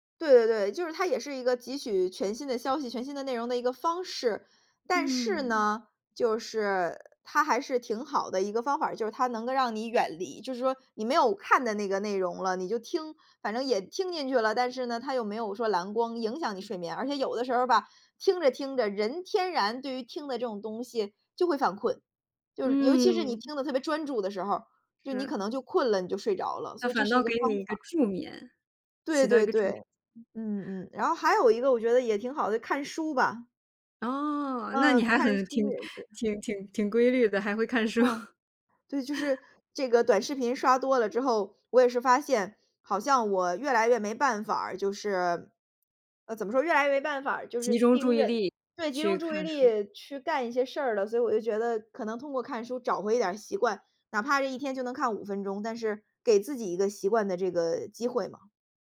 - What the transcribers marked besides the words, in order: "能够" said as "能个"; other background noise; chuckle
- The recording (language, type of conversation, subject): Chinese, podcast, 晚上睡前，你怎么避免刷手机影响睡眠？